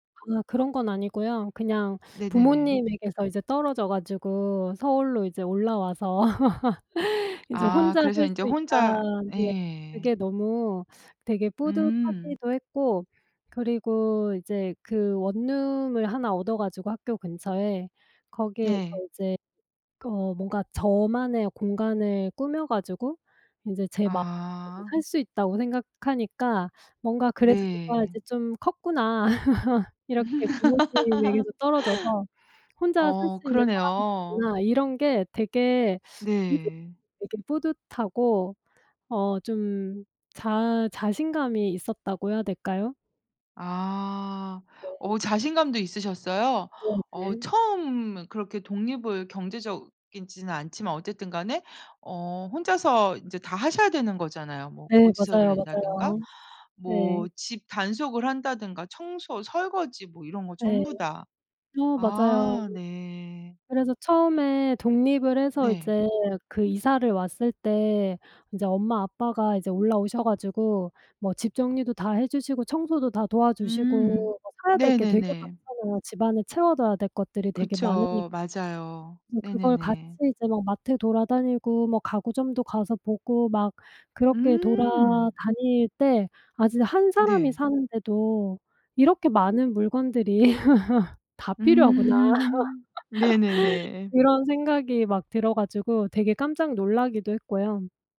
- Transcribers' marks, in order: background speech; laugh; other background noise; laugh; tapping; laugh; laughing while speaking: "음"; laugh
- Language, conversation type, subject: Korean, podcast, 그 일로 가장 뿌듯했던 순간은 언제였나요?